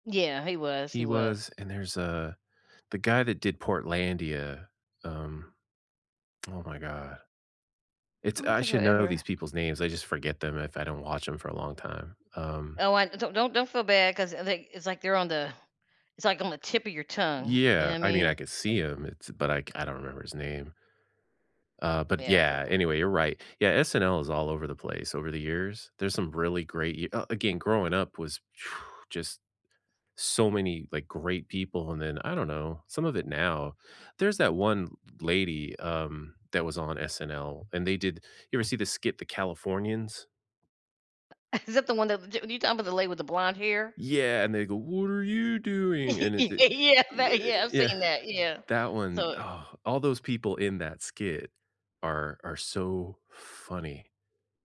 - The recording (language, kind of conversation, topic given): English, unstructured, What comedians or comedy specials never fail to make you laugh, and why do they click with you?
- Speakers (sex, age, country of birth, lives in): female, 55-59, United States, United States; male, 50-54, United States, United States
- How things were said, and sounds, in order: tsk; unintelligible speech; blowing; alarm; chuckle; put-on voice: "What are you doing?"; laugh; laughing while speaking: "Yeah, that yeah"; laughing while speaking: "yeah"